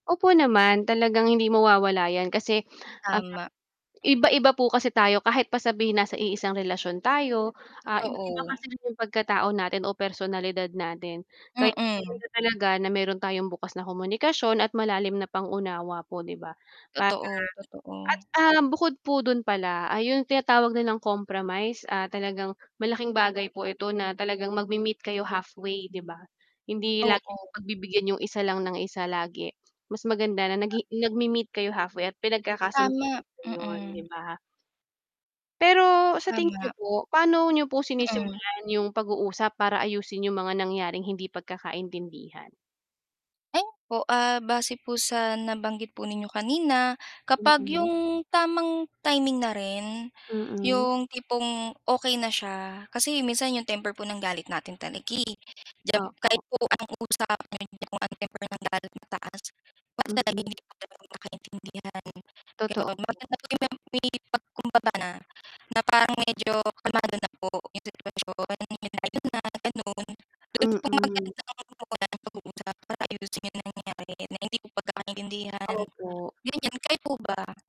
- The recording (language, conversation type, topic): Filipino, unstructured, Ano ang pinakamahirap na bahagi ng pag-aayos ng tampuhan?
- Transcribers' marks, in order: static; distorted speech; tapping; unintelligible speech